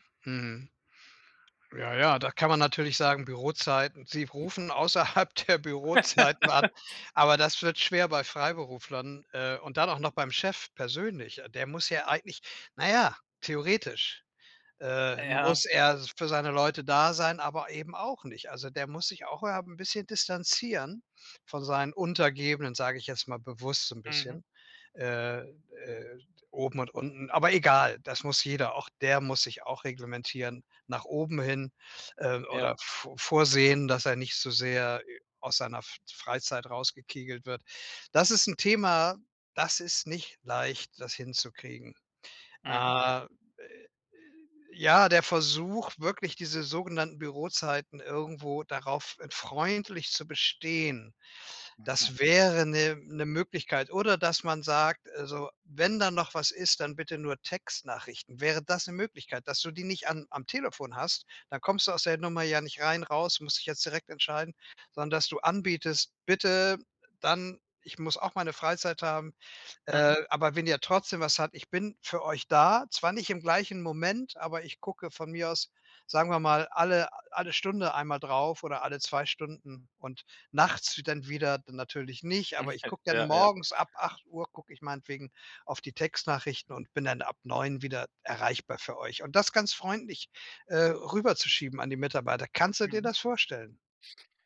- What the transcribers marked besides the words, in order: laughing while speaking: "außerhalb der Bürozeiten an"; other background noise; laugh; unintelligible speech
- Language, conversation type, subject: German, advice, Wie kann ich meine berufliche Erreichbarkeit klar begrenzen?